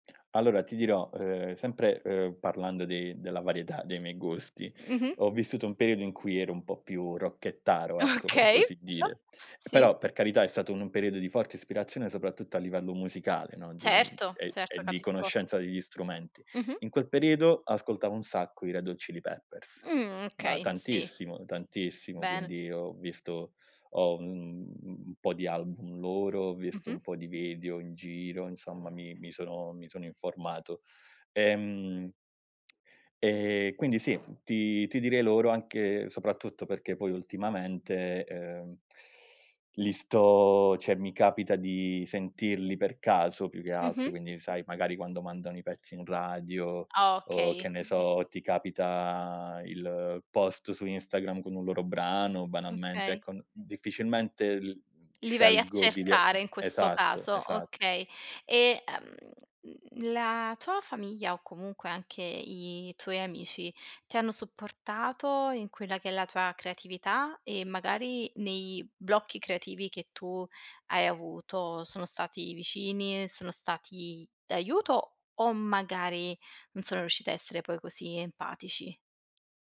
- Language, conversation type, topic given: Italian, podcast, Qual è il tuo metodo per superare il blocco creativo?
- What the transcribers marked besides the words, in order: other background noise; tsk; "cioè" said as "ceh"; other noise